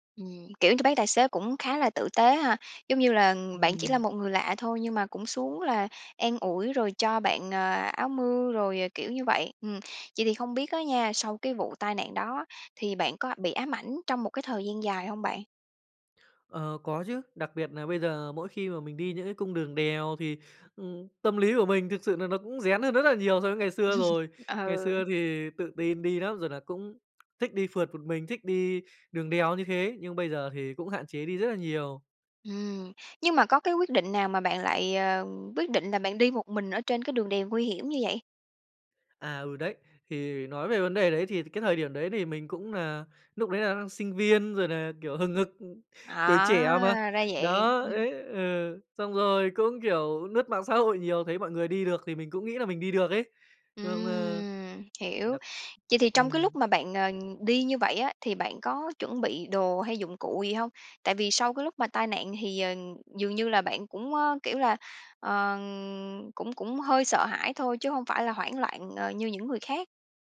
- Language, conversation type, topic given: Vietnamese, podcast, Bạn đã từng suýt gặp tai nạn nhưng may mắn thoát nạn chưa?
- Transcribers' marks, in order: tapping; laugh; chuckle; "lướt" said as "nướt"